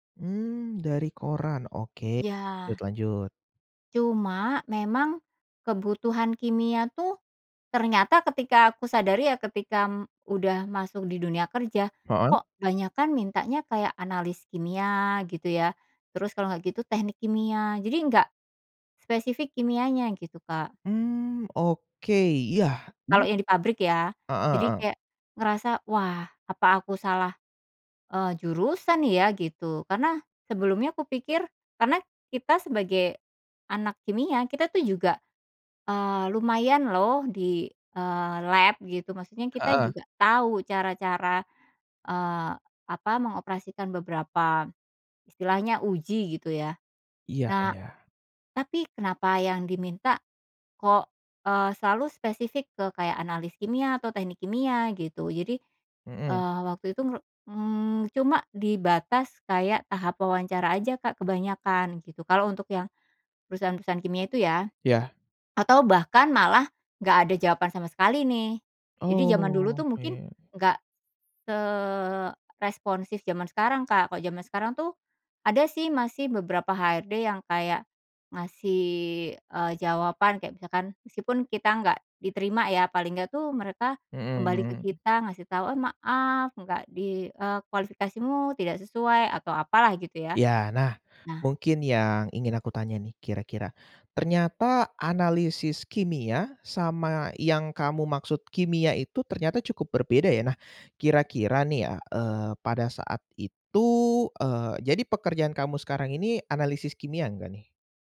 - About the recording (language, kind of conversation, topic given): Indonesian, podcast, Bagaimana rasanya mendapatkan pekerjaan pertama Anda?
- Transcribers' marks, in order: "ketika" said as "ketikam"; other noise; other background noise